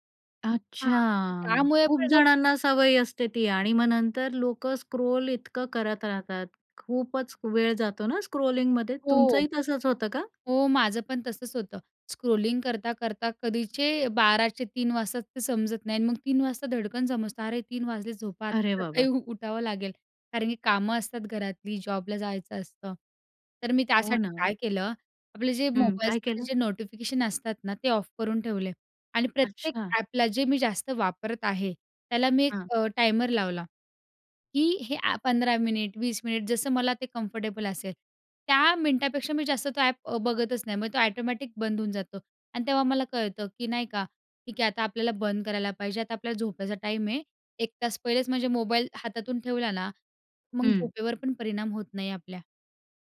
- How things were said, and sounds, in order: other noise; in English: "स्क्रोल"; in English: "स्क्रोलिंगमध्ये"; other background noise; in English: "ऑफ"; tapping; in English: "कम्फर्टेबल"
- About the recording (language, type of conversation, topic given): Marathi, podcast, झोप सुधारण्यासाठी तुम्ही काय करता?